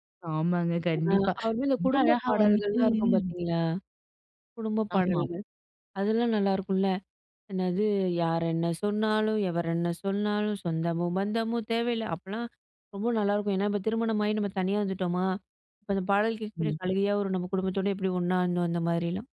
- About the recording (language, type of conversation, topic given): Tamil, podcast, ஒரு பாடலை நீங்கள் மீண்டும் மீண்டும் கேட்க வைக்கும் காரணம் என்ன?
- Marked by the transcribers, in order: drawn out: "வந்துட்டு"; singing: "யார் என்ன சொன்னாலும், எவர் என்ன சொன்னாலும் சொந்தமோ! பந்தமோ! தேவையில்ல"; other background noise